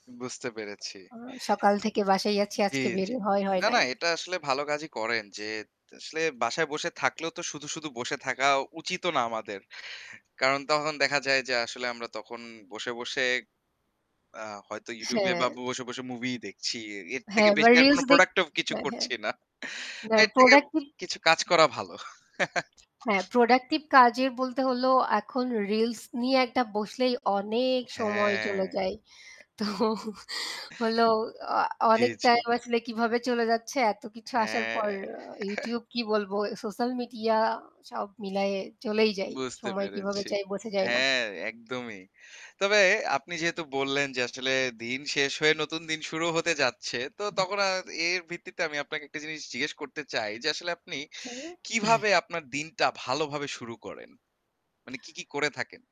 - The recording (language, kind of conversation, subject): Bengali, unstructured, কোন কাজ করলে তোমার দিনটা ভালোভাবে শুরু হয়?
- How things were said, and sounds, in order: static; other background noise; laughing while speaking: "আর কোন productive কিছু করছি না"; chuckle; laughing while speaking: "তো"; chuckle; other noise; unintelligible speech; lip smack